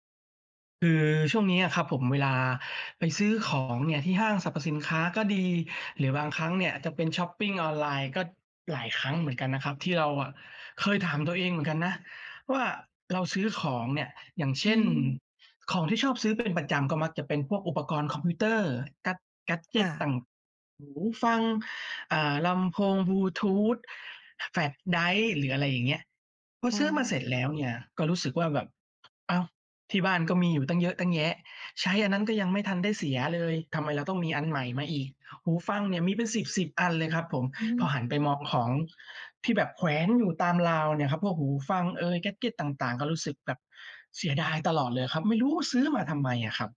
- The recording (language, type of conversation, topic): Thai, advice, คุณมักซื้อของแบบฉับพลันแล้วเสียดายทีหลังบ่อยแค่ไหน และมักเป็นของประเภทไหน?
- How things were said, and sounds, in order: in English: "แกด แกดเจต"; in English: "แกดเกต"; "แกดเจต" said as "แกดเกต"; stressed: "รู้"